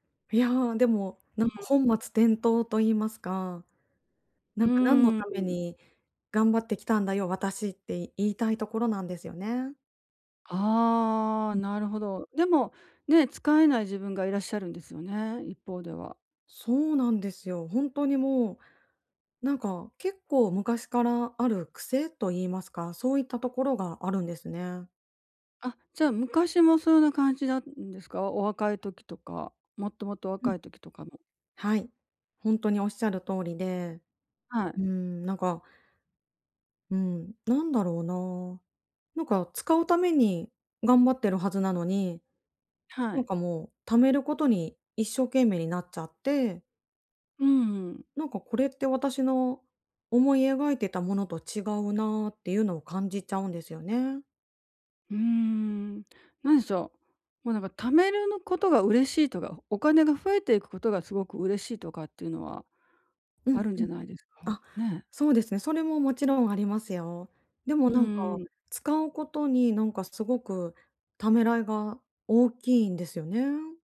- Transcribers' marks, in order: none
- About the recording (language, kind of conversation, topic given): Japanese, advice, 内面と行動のギャップをどうすれば埋められますか？